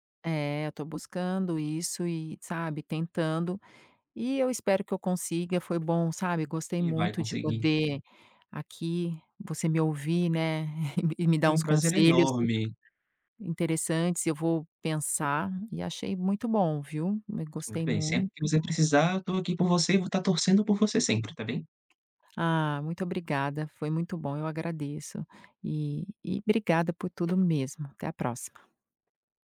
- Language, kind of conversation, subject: Portuguese, advice, Como lidar com a culpa por deixar a família e os amigos para trás?
- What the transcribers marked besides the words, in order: chuckle; tapping; other background noise